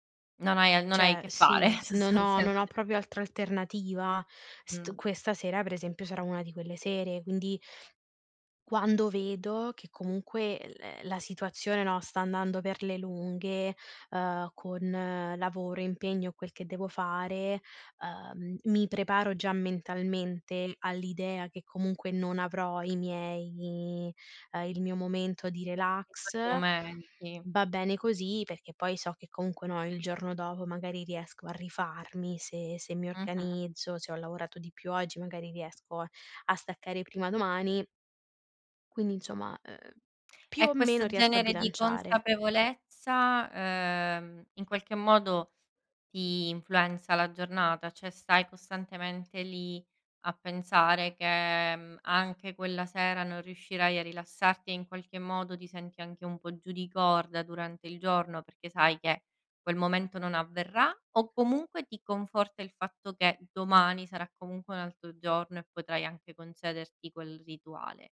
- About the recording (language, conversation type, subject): Italian, podcast, Qual è il tuo rituale serale per rilassarti?
- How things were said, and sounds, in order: "Cioè" said as "ceh"; laughing while speaking: "fare, sostanzialme"; "proprio" said as "propio"; "Cioè" said as "ceh"